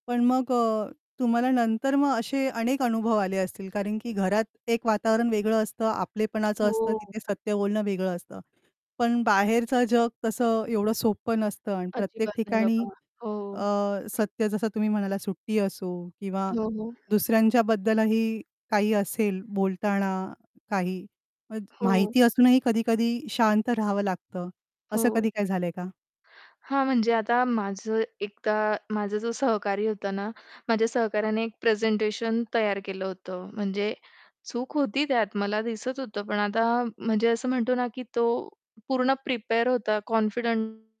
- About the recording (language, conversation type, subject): Marathi, podcast, सातत्याने सत्य बोलण्यासाठी कोणते छोटे सराव करता येतील?
- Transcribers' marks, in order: tapping; static; other background noise; in English: "प्रिपेअर"; distorted speech